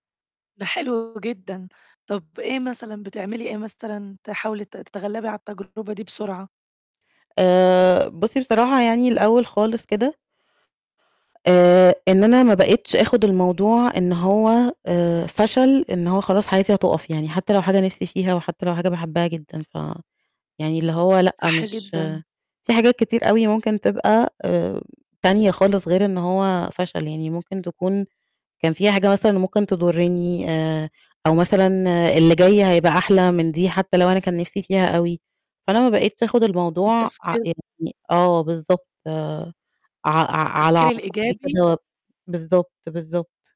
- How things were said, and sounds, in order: distorted speech; tapping
- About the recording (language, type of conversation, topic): Arabic, podcast, إزاي بتتعامل مع الفشل؟